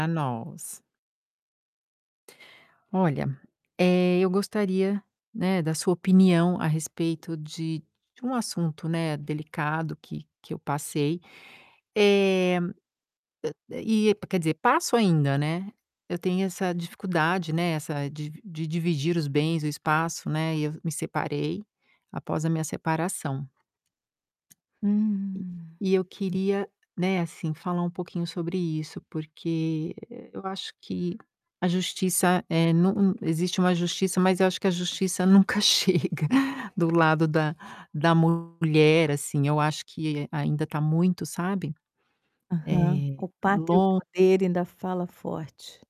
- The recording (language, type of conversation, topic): Portuguese, advice, Como posso dividir os bens e organizar o espaço de forma justa após a separação?
- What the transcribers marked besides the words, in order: static; tapping; other background noise; laughing while speaking: "chega"; distorted speech